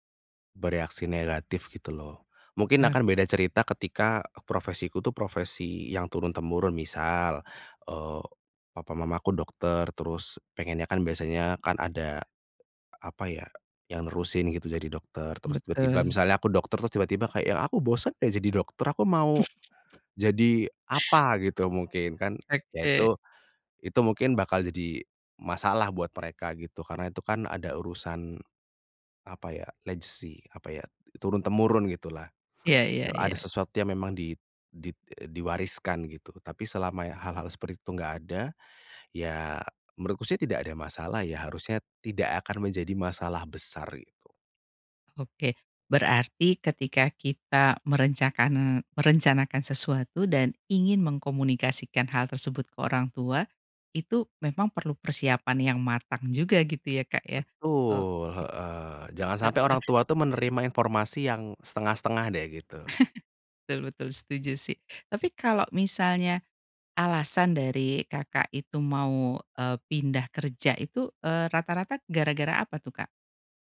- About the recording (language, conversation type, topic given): Indonesian, podcast, Bagaimana cara menjelaskan kepada orang tua bahwa kamu perlu mengubah arah karier dan belajar ulang?
- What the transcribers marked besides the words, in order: put-on voice: "Aku bosan deh jadi dokter"; chuckle; other background noise; tapping; in English: "legacy"; chuckle